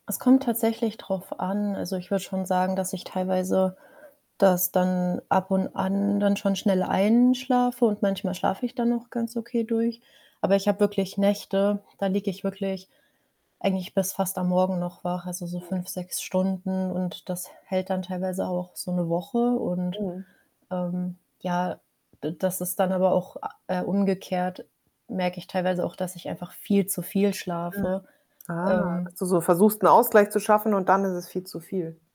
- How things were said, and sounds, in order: static; other background noise; distorted speech
- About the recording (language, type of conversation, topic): German, advice, Wie kann ich ständiges Grübeln und Schlaflosigkeit aufgrund alltäglicher Sorgen in den Griff bekommen?